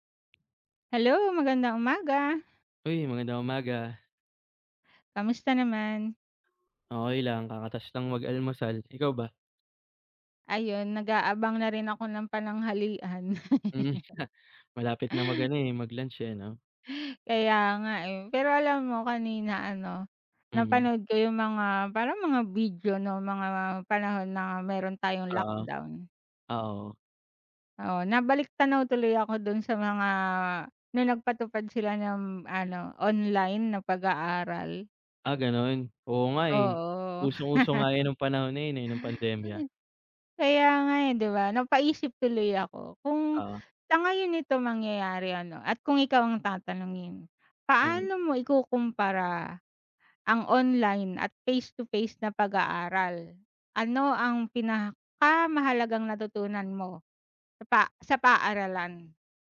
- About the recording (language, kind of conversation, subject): Filipino, unstructured, Paano mo ikinukumpara ang pag-aaral sa internet at ang harapang pag-aaral, at ano ang pinakamahalagang natutuhan mo sa paaralan?
- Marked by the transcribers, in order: laugh; tapping; chuckle